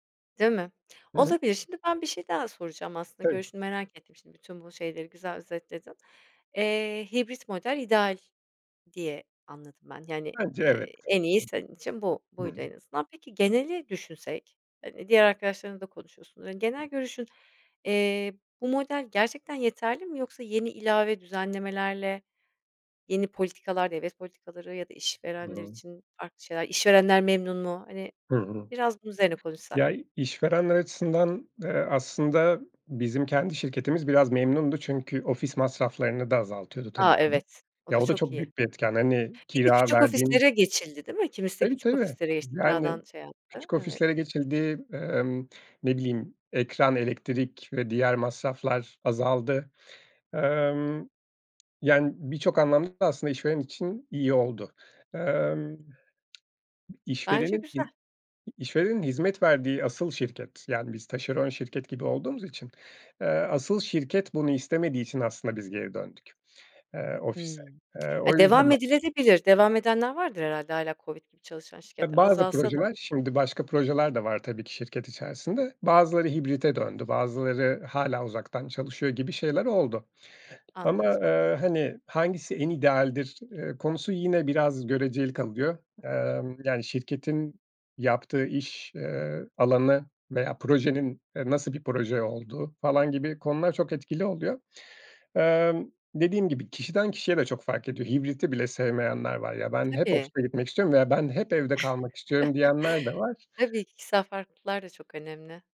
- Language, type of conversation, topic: Turkish, podcast, Uzaktan çalışmanın artıları ve eksileri neler?
- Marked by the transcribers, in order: other background noise; unintelligible speech; tapping; "edilebilir de" said as "ediledebilir"; chuckle